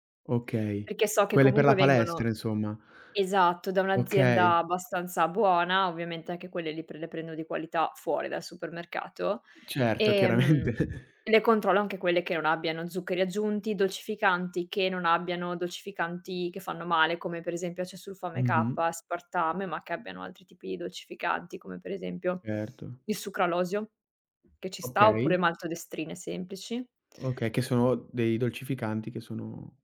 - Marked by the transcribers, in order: other background noise; laughing while speaking: "chiaramente"
- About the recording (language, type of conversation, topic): Italian, podcast, Come scegli i cibi al supermercato per restare in salute?